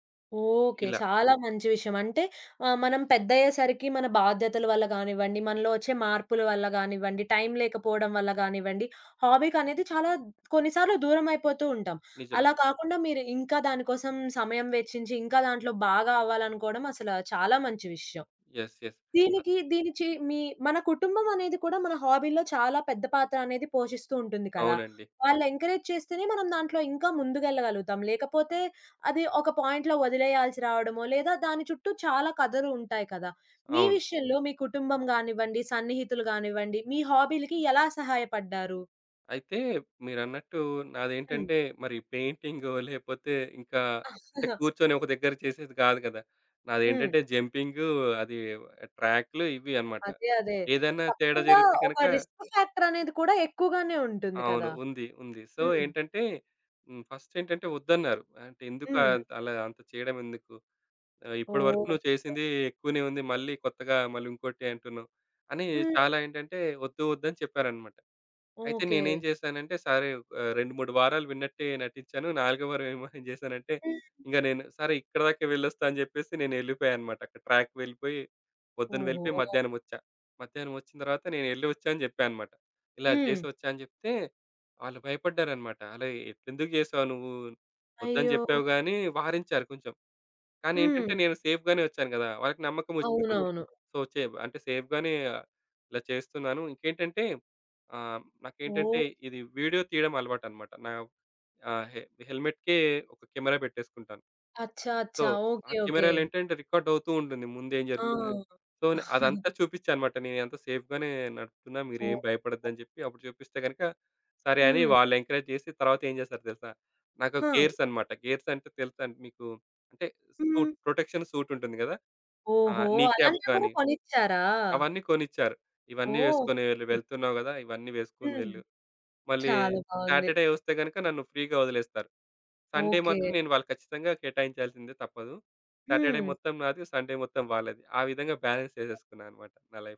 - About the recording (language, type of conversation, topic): Telugu, podcast, మీరు ఎక్కువ సమయం కేటాయించే హాబీ ఏది?
- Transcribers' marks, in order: other background noise; in English: "యెస్. యెస్"; in English: "హాబీలో"; in English: "ఎంకరేజ్"; in English: "పాయింట్‌లో"; in English: "హాబీలకి"; tapping; in English: "జంపింగ్"; in English: "రిస్క్ ఫ్యాక్టర్"; in English: "సో"; giggle; in English: "ట్రాక్‌కి"; in English: "సేఫ్‌గానే"; in English: "సో"; in English: "సేఫ్‌గానే"; in English: "హెల్మెట్‌కె"; in English: "కెమెరా"; in English: "సో"; in English: "కెమెరాలో"; in Hindi: "అచ్చా! అచ్చా!"; in English: "రికార్డ్"; in English: "సో"; chuckle; in English: "సేఫ్‌గానే"; in English: "ఎంకరేజ్"; in English: "సూట్, ప్రొటెక్షన్ సూట్"; in English: "నీ క్యాప్స్"; in English: "సాటర్డే"; in English: "ఫ్రీగా"; in English: "సండే"; in English: "సాటర్డే"; in English: "సండే"; in English: "బాలన్స్"